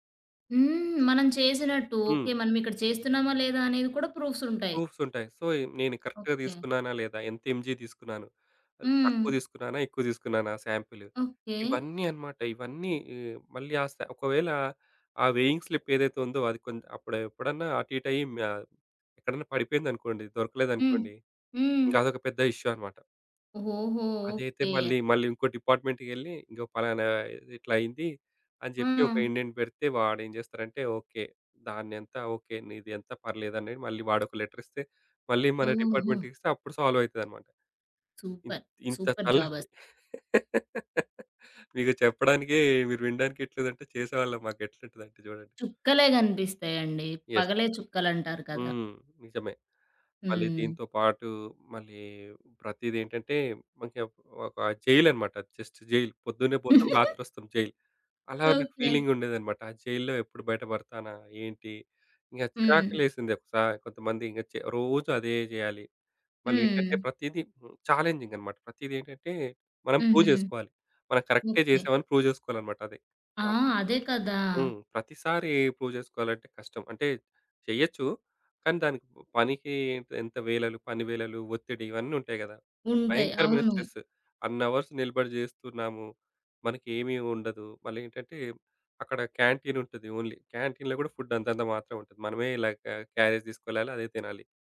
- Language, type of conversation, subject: Telugu, podcast, మీ మొదటి ఉద్యోగం ఎలా ఎదురైంది?
- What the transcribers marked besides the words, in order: in English: "ప్రూఫ్స్"; in English: "ప్రూఫ్స్"; in English: "సో"; in English: "కరెక్ట్‌గా"; in English: "ఎంజీ"; in English: "వేయింగ్ స్లిప్"; other background noise; in English: "ఇష్యూ"; in English: "డిపార్ట్మెంట్‌కె‌ళ్లి"; in English: "ఇండెంట్"; tapping; in English: "లెటర్"; in English: "డిపార్ట్మెంట్‌కి"; in English: "సాల్వ్"; in English: "సూపర్. సూపర్. జాబ్"; laugh; in English: "యెస్"; in English: "జైల్"; in English: "జస్ట్ జైల్"; in English: "జైల్"; giggle; in English: "ఫీలింగ్"; in English: "జైల్‌లో"; in English: "చాలెంజింగ్"; in English: "ప్రూవ్"; in English: "ప్రూవ్"; in English: "టాస్క్"; in English: "ప్రూవ్"; in English: "స్ట్రెస్"; in English: "క్యాంటీన్"; in English: "ఓన్లీ. క్యాంటీన్‌లో"; in English: "ఫుడ్"; in English: "క్యారేజ్"